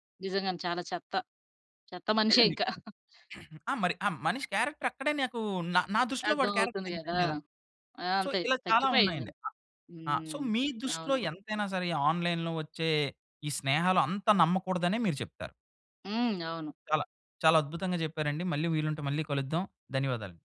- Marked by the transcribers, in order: throat clearing; chuckle; in English: "క్యారెక్టర్"; in English: "క్యారెక్టర్"; in English: "సో"; in English: "సో"; in English: "ఆన్‌లైన్‌లో"; other background noise
- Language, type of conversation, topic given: Telugu, podcast, ఆన్‌లైన్‌లో ఏర్పడిన పరిచయం నిజమైన స్నేహంగా ఎలా మారుతుంది?